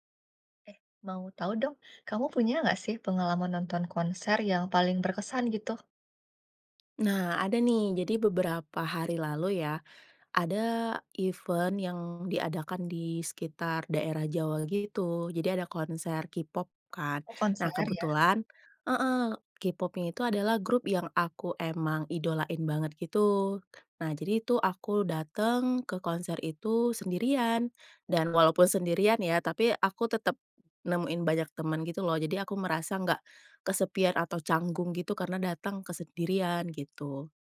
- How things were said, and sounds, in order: tapping; in English: "event"; other background noise
- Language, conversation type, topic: Indonesian, podcast, Apa pengalaman menonton konser paling berkesan yang pernah kamu alami?
- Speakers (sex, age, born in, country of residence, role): female, 30-34, Indonesia, Indonesia, guest; female, 30-34, Indonesia, Indonesia, host